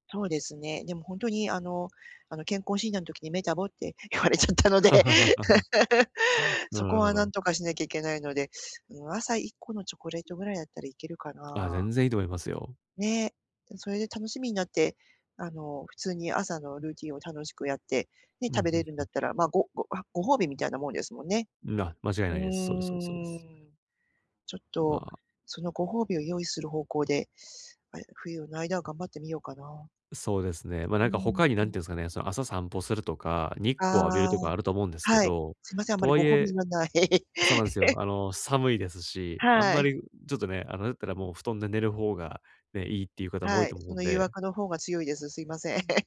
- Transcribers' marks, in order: laughing while speaking: "言われちゃったので"; laugh; other noise; laugh; laugh
- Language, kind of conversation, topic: Japanese, advice, 朝にすっきり目覚めて一日元気に過ごすにはどうすればいいですか？